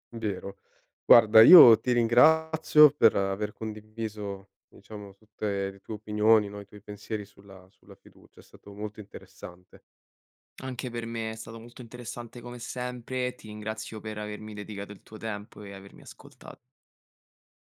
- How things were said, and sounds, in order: none
- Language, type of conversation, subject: Italian, podcast, Quali piccoli gesti quotidiani aiutano a creare fiducia?